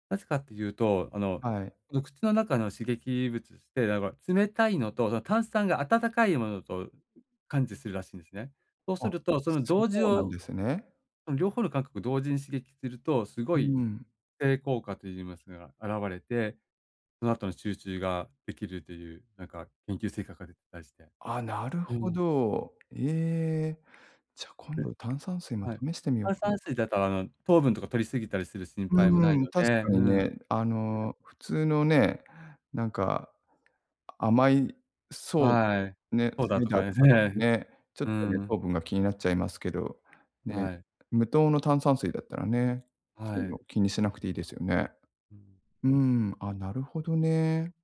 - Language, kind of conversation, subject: Japanese, advice, 短時間でリラックスするには、どんな方法がありますか？
- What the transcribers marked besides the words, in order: none